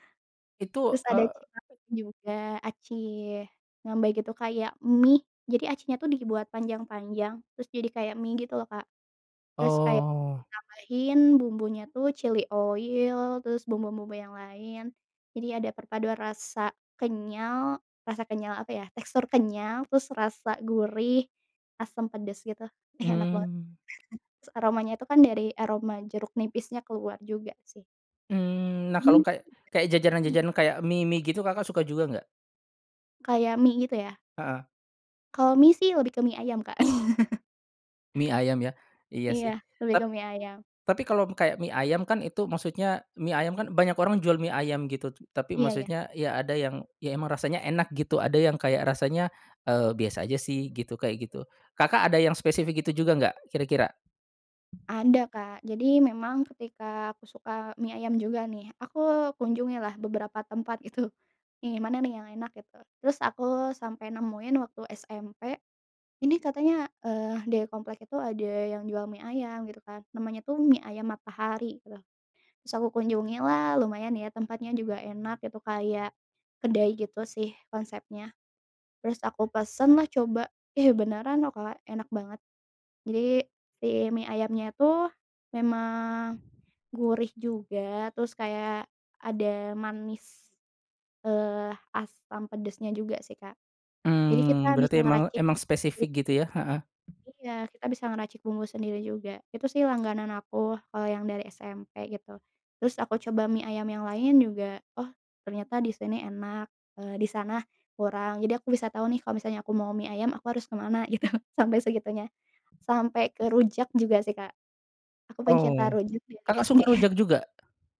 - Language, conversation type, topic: Indonesian, podcast, Apa makanan kaki lima favoritmu, dan kenapa kamu menyukainya?
- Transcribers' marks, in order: chuckle; unintelligible speech; chuckle; tapping; laughing while speaking: "itu"; unintelligible speech; laughing while speaking: "gitu"; chuckle